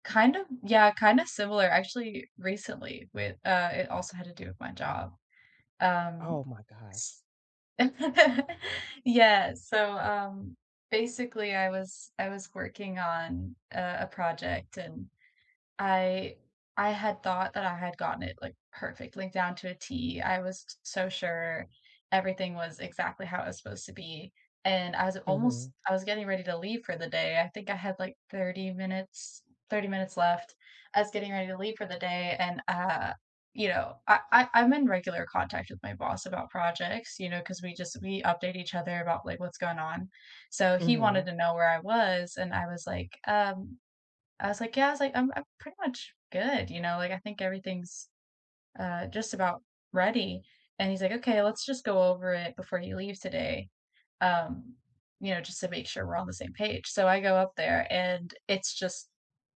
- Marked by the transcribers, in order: chuckle
- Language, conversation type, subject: English, unstructured, What is the hardest part about apologizing when you know you are wrong?
- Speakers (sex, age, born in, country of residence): female, 20-24, United States, United States; female, 45-49, United States, United States